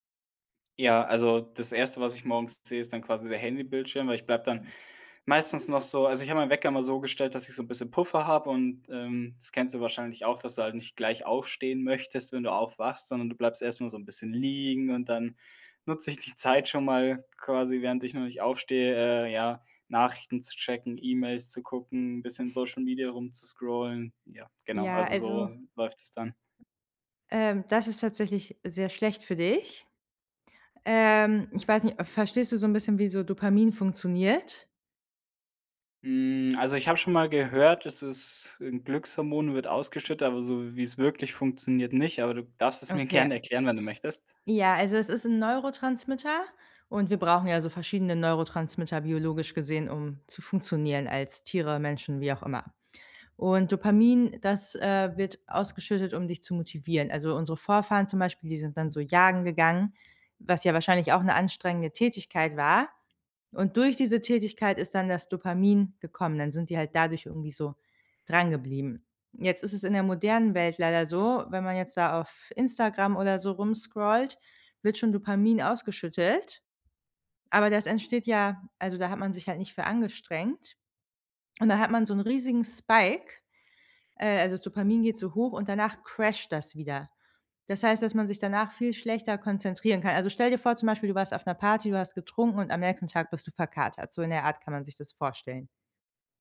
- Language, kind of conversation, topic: German, advice, Wie raubt dir ständiges Multitasking Produktivität und innere Ruhe?
- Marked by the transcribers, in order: other background noise; in English: "Spike"; in English: "crasht"